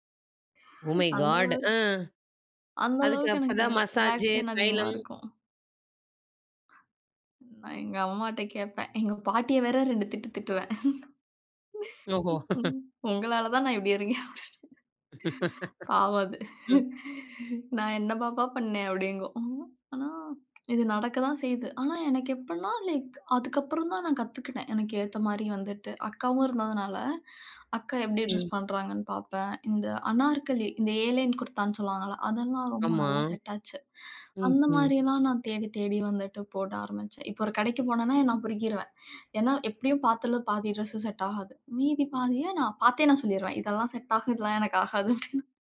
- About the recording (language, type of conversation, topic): Tamil, podcast, உங்கள் உடல் வடிவத்துக்கு பொருந்தும் ஆடைத் தோற்றத்தை நீங்கள் எப்படித் தேர்ந்தெடுக்கிறீர்கள்?
- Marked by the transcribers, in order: inhale; in English: "ஒ மை காட்!"; in English: "பேக் பெயின்"; inhale; in English: "பேக் பெயின்"; other noise; laughing while speaking: "பாட்டிய வேற ரெண்டு திட்டு திட்டுவேன். உங்களால தான் நான் இப்படி இருக்கேன் அப்டினு"; chuckle; laughing while speaking: "நான் என்ன பாப்பா பண்ணேன் அப்படிங்கும்"; laugh; in English: "ஏலன் குர்தான்னு"; laughing while speaking: "மீதி பாதிய நான் பார்த்தே நான் … எனக்கு ஆகாது அப்படின்னு"